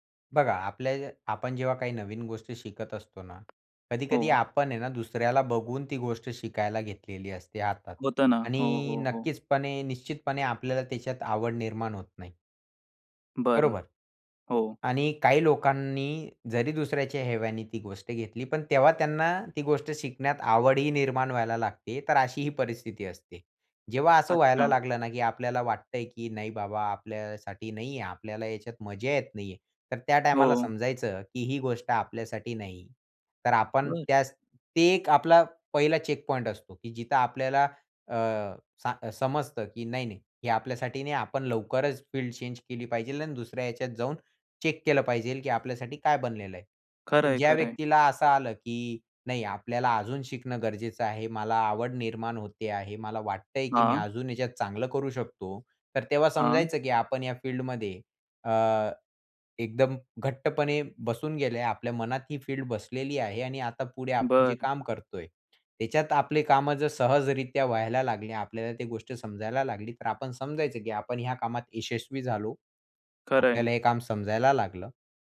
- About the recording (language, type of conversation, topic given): Marathi, podcast, स्वतःहून काहीतरी शिकायला सुरुवात कशी करावी?
- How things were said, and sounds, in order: tapping